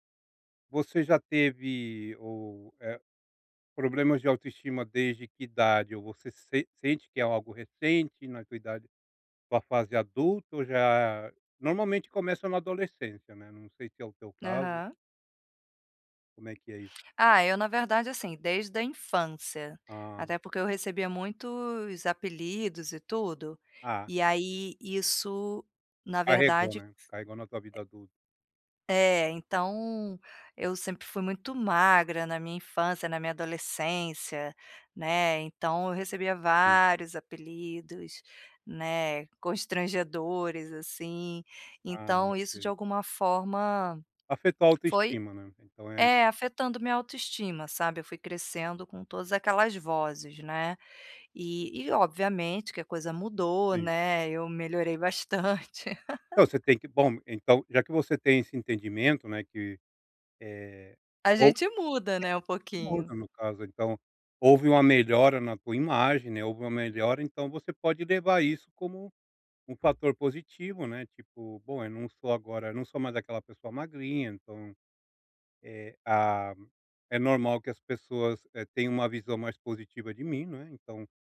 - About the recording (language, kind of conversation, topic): Portuguese, advice, Como posso aceitar elogios com mais naturalidade e sem ficar sem graça?
- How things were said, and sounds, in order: tapping; laughing while speaking: "bastante"; unintelligible speech